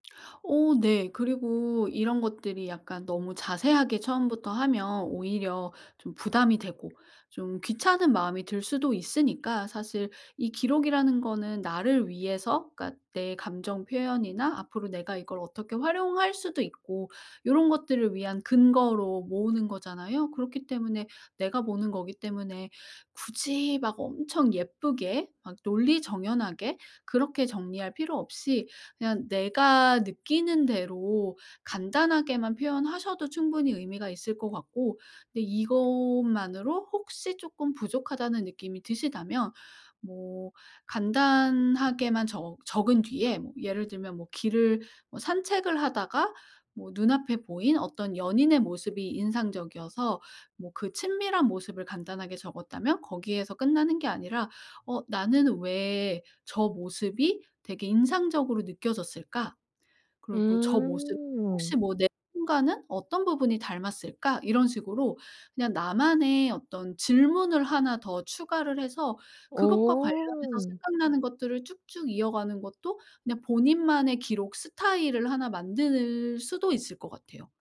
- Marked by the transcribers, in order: other background noise
- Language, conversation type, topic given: Korean, advice, 일상에서 영감을 쉽게 모으려면 어떤 습관을 들여야 할까요?